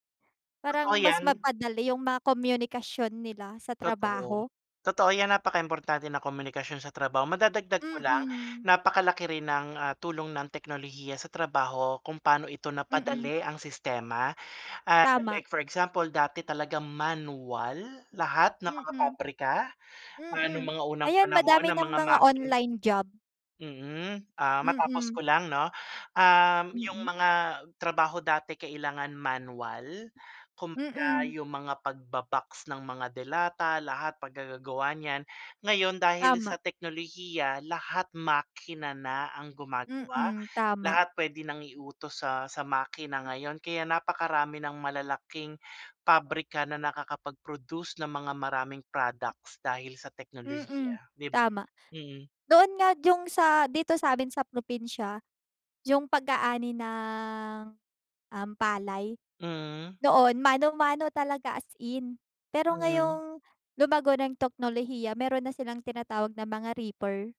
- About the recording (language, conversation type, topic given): Filipino, unstructured, Paano nakakaapekto ang teknolohiya sa iyong trabaho o pag-aaral?
- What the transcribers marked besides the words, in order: tapping; stressed: "manual"; stressed: "makina"; other background noise; drawn out: "ng"